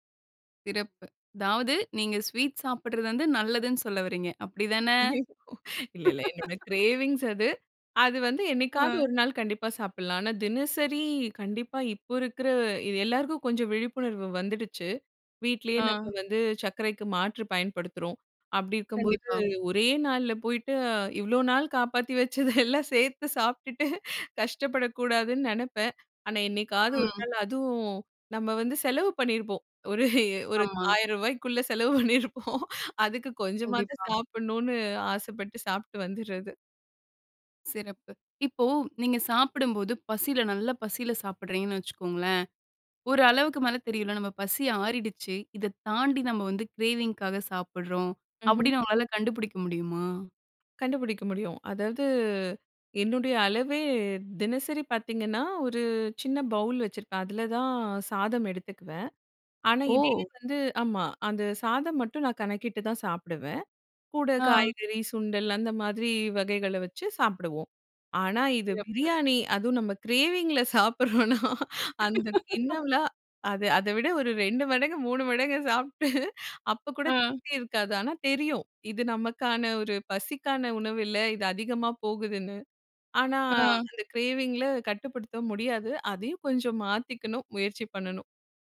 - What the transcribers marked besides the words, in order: anticipating: "அதாவது நீங்க ஸ்வீட் சாப்பிடுறது வந்து நல்லதுனு சொல்ல வர்றீங்க. அப்படி தானே?"; laughing while speaking: "ஐய்ய்யோ! இல்ல இல்ல. என்னோட கிரேவிங்ஸ்"; in English: "கிரேவிங்ஸ்"; laugh; tapping; other background noise; laughing while speaking: "காப்பாத்தி வச்சது எல்லாம் சேர்த்து சாப்பிட்டுட்டு கஷ்டப்படக்கூடாதுன்னு நினைப்பேன்"; laughing while speaking: "ஒரு ஒரு ஆயிரம் ரூபாய்க்குள்ள செலவு பண்ணியிருப்போம்"; in English: "கிரேவிங்காக"; in English: "பவுல்"; surprised: "ஓ!"; laughing while speaking: "அதுவும் நம்ம கிரேவிங்கில சாப்பிட்றோன்னா, அந்த … கூட திருப்தி இருக்காது"; in English: "கிரேவிங்கில"; laugh; in English: "கிரேவிங்கில"
- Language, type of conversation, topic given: Tamil, podcast, உணவுக்கான ஆசையை நீங்கள் எப்படி கட்டுப்படுத்துகிறீர்கள்?